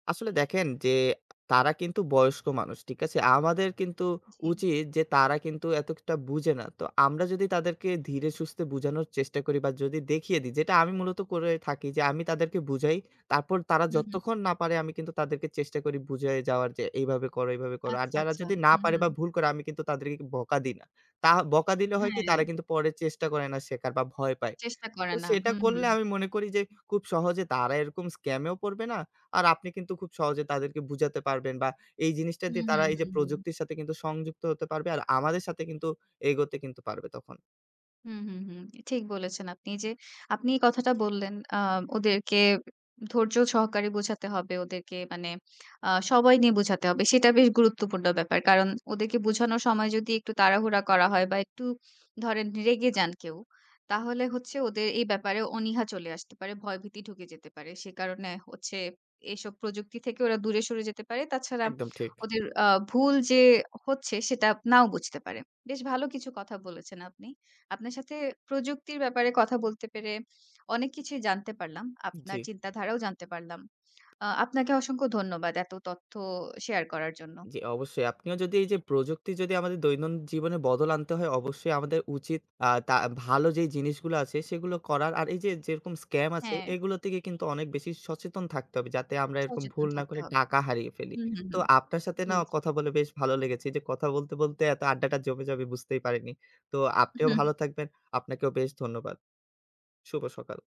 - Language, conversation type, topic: Bengali, podcast, আপনার দৈনন্দিন জীবন প্রযুক্তি কীভাবে বদলে দিয়েছে?
- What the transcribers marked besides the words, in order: tapping; alarm; horn